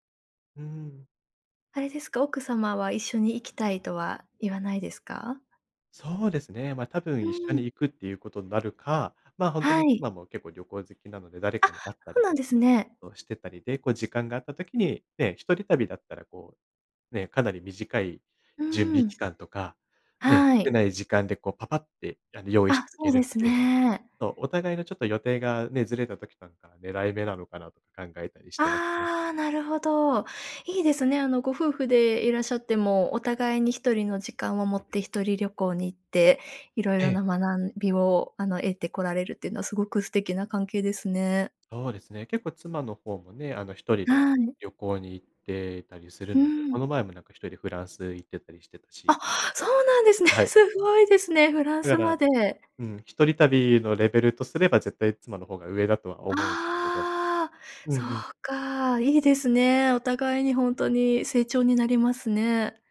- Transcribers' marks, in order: surprised: "あ、そうなんですね"
- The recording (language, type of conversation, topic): Japanese, podcast, 旅行で学んだ大切な教訓は何ですか？